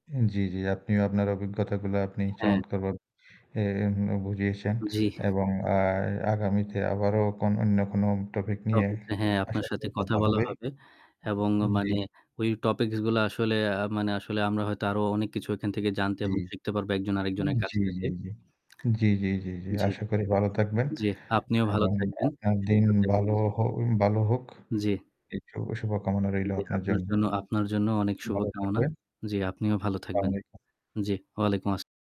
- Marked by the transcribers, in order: static; "অন্য" said as "অইন্য"; tapping; lip smack; "ভালো" said as "বালো"
- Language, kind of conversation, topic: Bengali, unstructured, কোন প্রযুক্তিগত আবিষ্কার আপনাকে সবচেয়ে বেশি চমকে দিয়েছে?
- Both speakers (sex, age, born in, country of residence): male, 30-34, Bangladesh, Bangladesh; male, 40-44, Bangladesh, Portugal